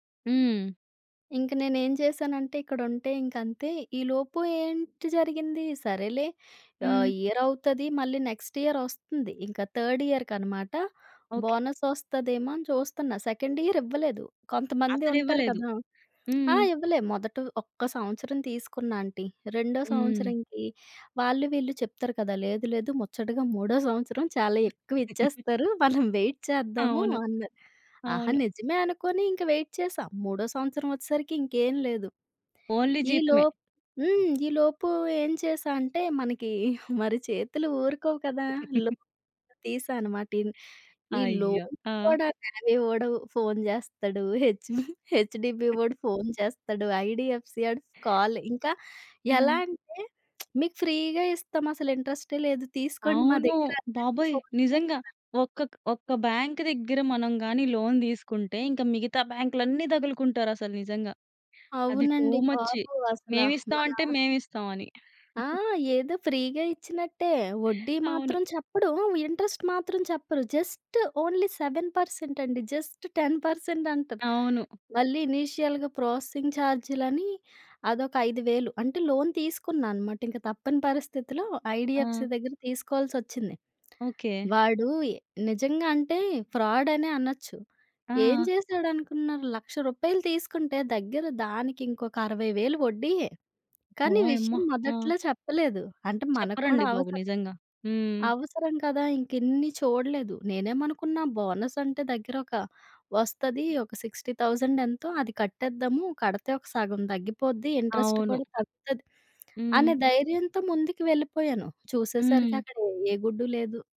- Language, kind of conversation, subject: Telugu, podcast, ఉద్యోగ మార్పు కోసం ఆర్థికంగా ఎలా ప్లాన్ చేసావు?
- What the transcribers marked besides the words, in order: tapping; in English: "ఇయర్"; in English: "నెక్స్ట్ ఇయర్"; in English: "థర్డ్ ఇయర్‌కి"; in English: "బోనస్"; in English: "సెకండ్ ఇయర్"; giggle; in English: "వెయిట్"; in English: "వెయిట్"; in English: "ఓన్లీ"; giggle; in English: "లోన్"; in English: "లోన్"; unintelligible speech; other noise; in English: "కాల్"; lip smack; in English: "ఫ్రీగా"; in English: "ఇంట్రెస్టే"; unintelligible speech; in English: "బ్యాంక్"; in English: "లోన్"; in English: "టూ మచ్"; chuckle; in English: "ఫ్రీగా"; in English: "ఇంట్రెస్ట్"; in English: "జస్ట్ ఓన్లీ సెవెన్ పర్సెంట్"; in English: "జస్ట్ టెన్ పర్సెంట్"; in English: "ఇనీషియల్‌గా ప్రాసెసింగ్"; in English: "లోన్"; in English: "ఐడీఎఫ్‌సీ"; in English: "ఫ్రాడ్"; in English: "బోనస్"; in English: "సిక్స్టీ థౌసండ్"; in English: "ఇంట్రెస్ట్"